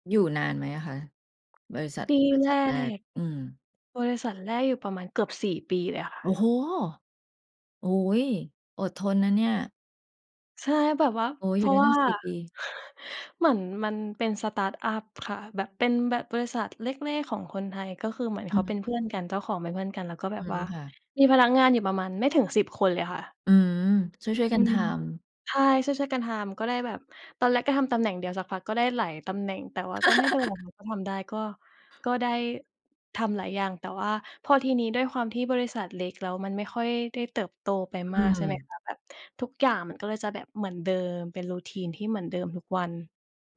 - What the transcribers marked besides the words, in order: surprised: "โอ้โฮ !"; chuckle; in English: "สตาร์ตอัป"; laugh; in English: "Routine"
- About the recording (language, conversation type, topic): Thai, unstructured, คุณอยากเห็นตัวเองในอีก 5 ปีข้างหน้าเป็นอย่างไร?